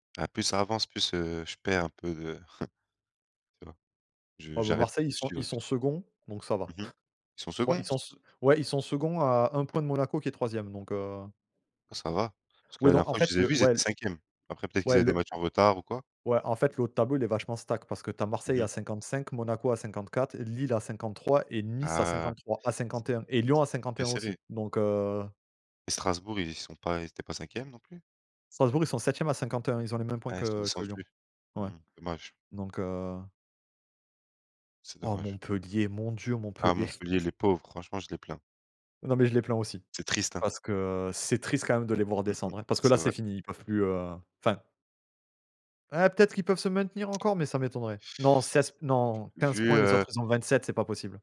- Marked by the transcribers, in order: chuckle; chuckle; in English: "stack"; chuckle; lip smack; blowing
- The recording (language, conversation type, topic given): French, unstructured, Comment les plateformes de streaming ont-elles changé votre façon de regarder des films ?